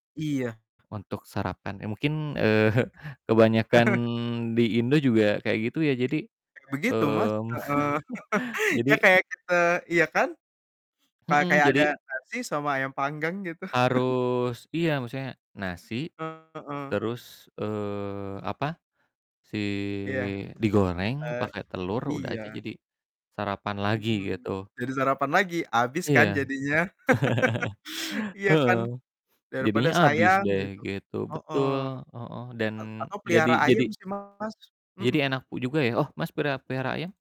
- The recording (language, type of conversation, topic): Indonesian, unstructured, Mengapa banyak orang membuang makanan yang sebenarnya masih layak dimakan?
- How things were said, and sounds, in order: tapping; chuckle; laughing while speaking: "eee"; other noise; distorted speech; chuckle; chuckle; drawn out: "Si"; chuckle